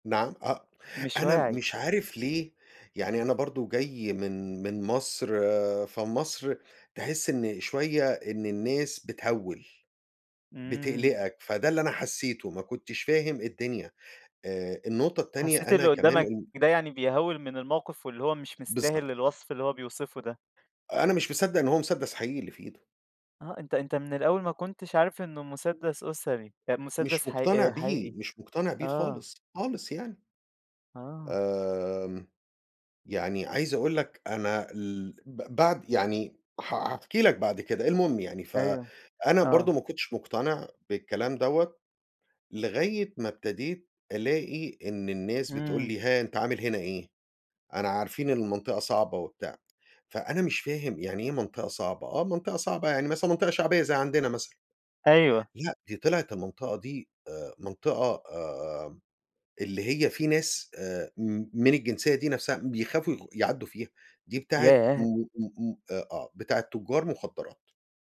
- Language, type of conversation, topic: Arabic, podcast, إزاي بتحسّ بالأمان وإنت لوحدك في بلد غريبة؟
- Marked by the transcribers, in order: tapping